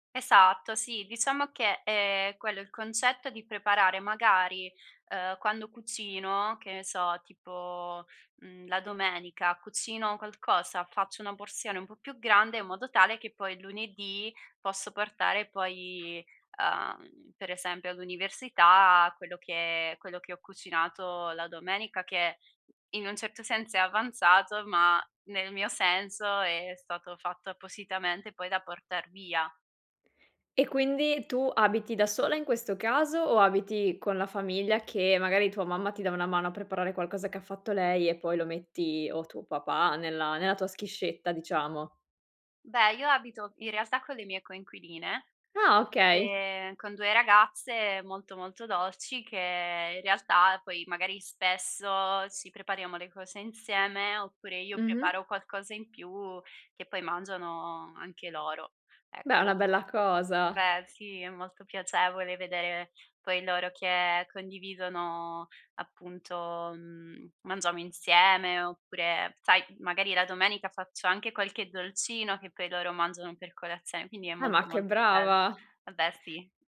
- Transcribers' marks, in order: other background noise
- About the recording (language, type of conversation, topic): Italian, podcast, Come scegli cosa mangiare quando sei di fretta?